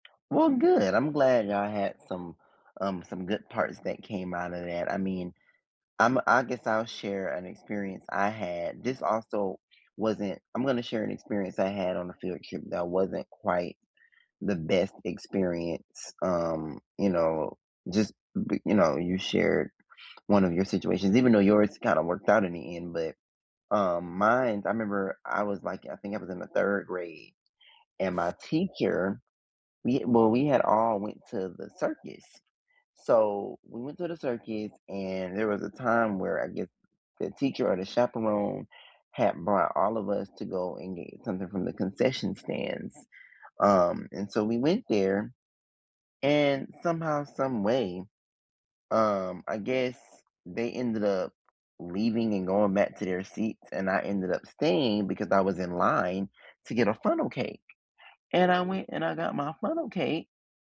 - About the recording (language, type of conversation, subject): English, unstructured, Which school field trips still stick with you, and what moments or people made them unforgettable?
- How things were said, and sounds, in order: other background noise